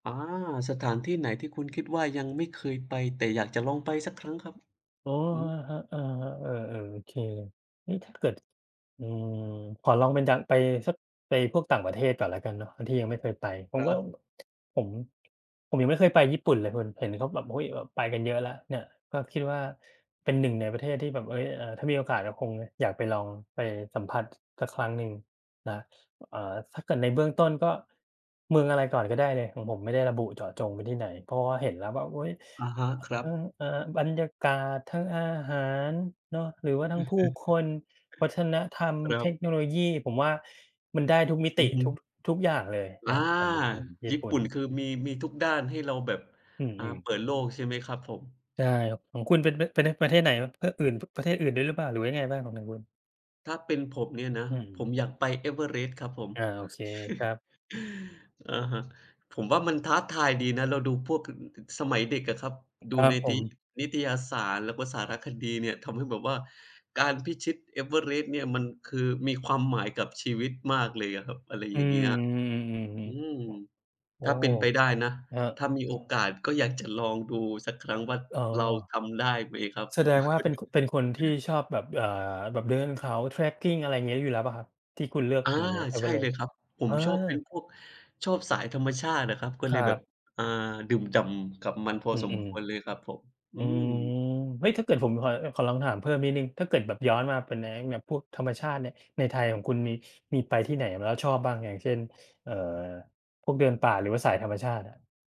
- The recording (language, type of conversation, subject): Thai, unstructured, มีสถานที่ไหนที่คุณยังไม่เคยไป แต่แค่อยากไปดูสักครั้งไหม?
- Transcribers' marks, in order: tsk; chuckle; chuckle; chuckle; in English: "trekking"